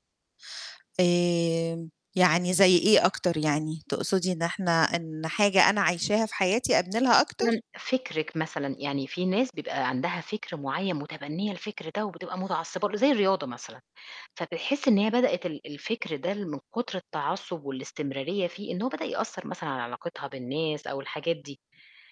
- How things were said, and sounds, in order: unintelligible speech
- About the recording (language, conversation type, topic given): Arabic, podcast, إزاي تبني عادة إنك تتعلم باستمرار في حياتك اليومية؟